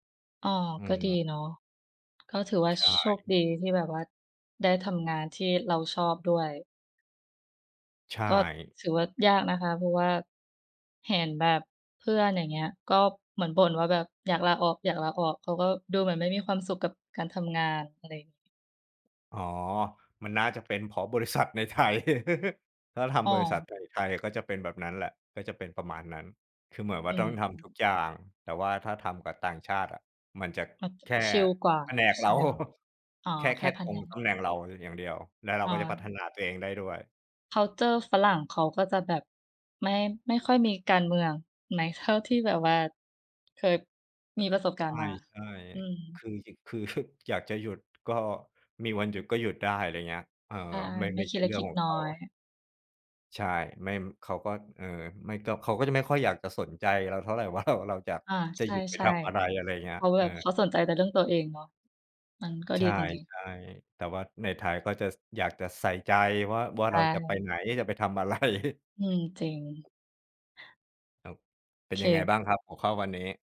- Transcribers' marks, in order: "เห็น" said as "แหน"; chuckle; laughing while speaking: "เรา"; chuckle; in English: "คัลเชอร์"; other background noise; chuckle; laughing while speaking: "ว่า"; chuckle; laughing while speaking: "ไร"; chuckle
- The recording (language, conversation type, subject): Thai, unstructured, คุณคิดว่าการใช้เวลาว่างทำงานอดิเรกเป็นเรื่องเสียเวลาหรือไม่?